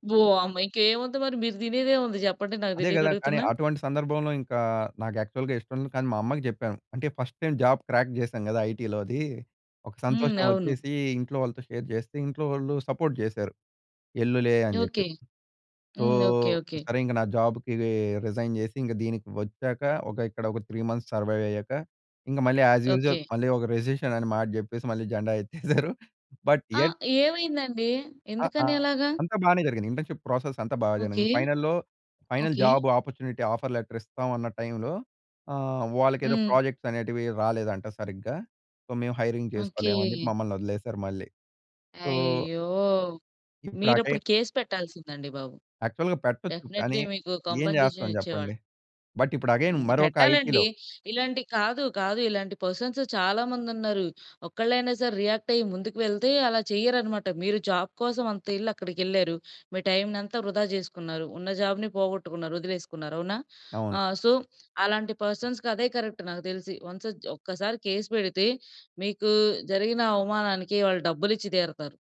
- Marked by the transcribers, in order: in English: "యాక్చువల్‌గా"; in English: "ఫస్ట్ టైమ్ జాబ్ క్రాక్"; in English: "షేర్"; in English: "సపోర్ట్"; in English: "సో"; in English: "జాబ్‌కి రిజైన్"; in English: "త్రీ మంత్స్ సర్వైవ్"; in English: "యాజ్ యూజువల్"; in English: "రిసిషన్"; chuckle; in English: "బట్"; in English: "ఇంటర్న్‌షిప్ ప్రాసెస్"; in English: "ఫైనల్‌లో ఫైనల్ జాబ్ అపార్చునిటీ ఆఫర్ లెటర్"; in English: "ప్రాజెక్ట్స్"; in English: "సో"; in English: "హైరింగ్"; in English: "సో"; in English: "కేస్"; in English: "డెఫినెట్‌లీ"; in English: "యాక్చువల్‌గా"; in English: "కాంపెన్సేషన్"; in English: "బట్"; in English: "ఎగైన్"; in English: "ఐటీ‌లో"; in English: "పర్సన్స్"; in English: "రియాక్ట్"; in English: "జాబ్"; in English: "సో"; in English: "పర్సన్స్‌కి"; in English: "కరెక్ట్"; in English: "వన్స్"; in English: "కేస్"
- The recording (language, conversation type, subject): Telugu, podcast, మీ కొత్త ఉద్యోగం మొదటి రోజు మీకు ఎలా అనిపించింది?